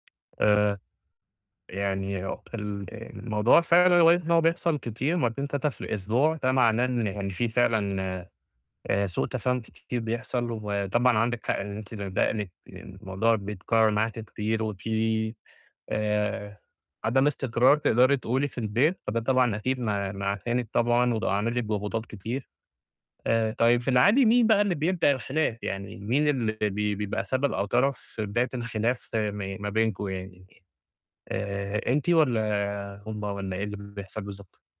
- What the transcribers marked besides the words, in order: tapping; distorted speech; unintelligible speech
- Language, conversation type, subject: Arabic, advice, إزاي أتحسن في التواصل مع إخواتي عشان نتجنب الخناقات والتصعيد؟